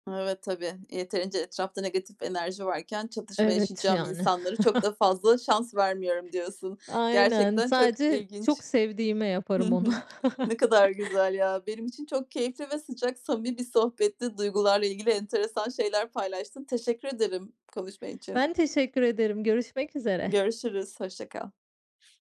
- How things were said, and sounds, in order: chuckle; tapping; chuckle; other background noise
- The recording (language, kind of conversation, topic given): Turkish, podcast, Çatışma sırasında etkili dinleme nasıl yapılır ve hangi ipuçları işe yarar?